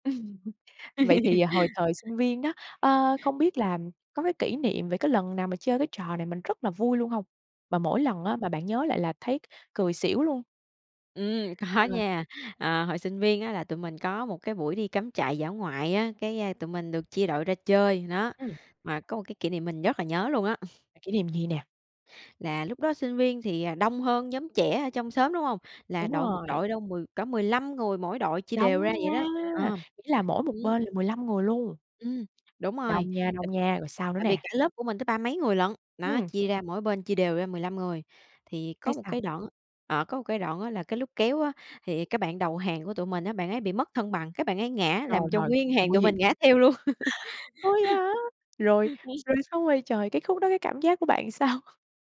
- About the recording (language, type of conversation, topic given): Vietnamese, podcast, Bạn nhớ trò chơi tuổi thơ nào vẫn truyền cảm hứng cho bạn?
- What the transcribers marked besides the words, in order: laugh; laughing while speaking: "có nha"; chuckle; tapping; laugh; laughing while speaking: "Ủa, vậy hả?"; laugh; laughing while speaking: "sao?"